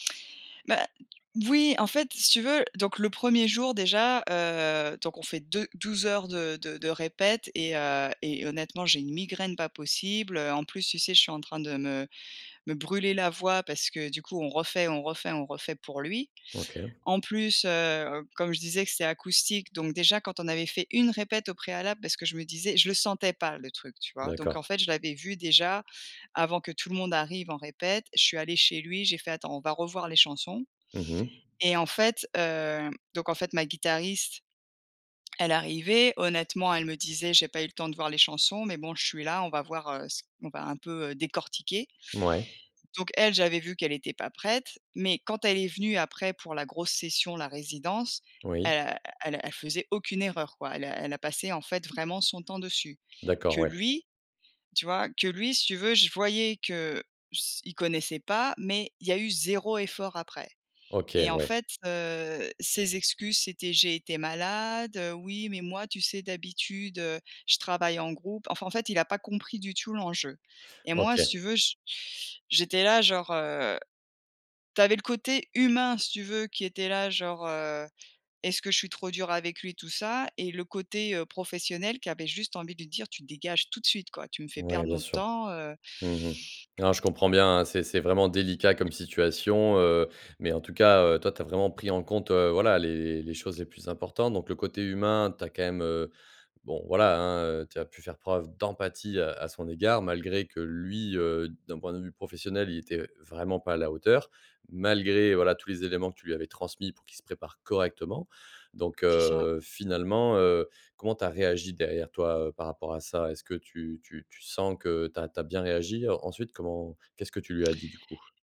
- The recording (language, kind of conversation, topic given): French, advice, Comment puis-je mieux poser des limites avec mes collègues ou mon responsable ?
- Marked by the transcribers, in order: stressed: "lui"; tapping; stressed: "d'empathie"; stressed: "correctement"